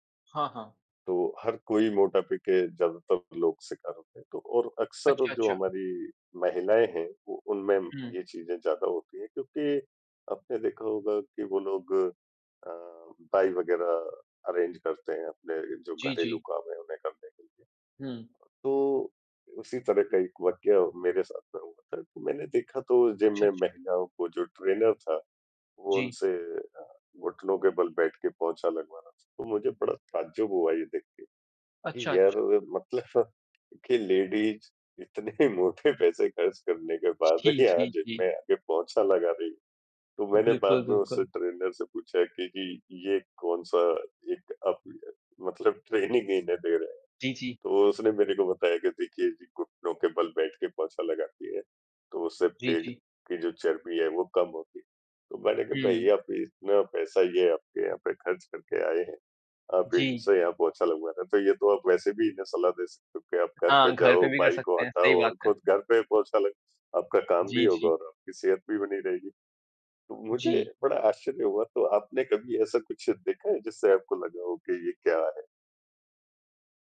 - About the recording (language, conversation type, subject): Hindi, unstructured, क्या जिम जाना सच में ज़रूरी है?
- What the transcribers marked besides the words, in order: in English: "अरेंज"; in English: "ट्रेनर"; chuckle; laughing while speaking: "लेडीज़ इतने मोटे पैसे खर्च … पोंछा लगा रही"; in English: "ट्रेनर"; laughing while speaking: "ट्रेनिंग इन्हें दे"; in English: "ट्रेनिंग"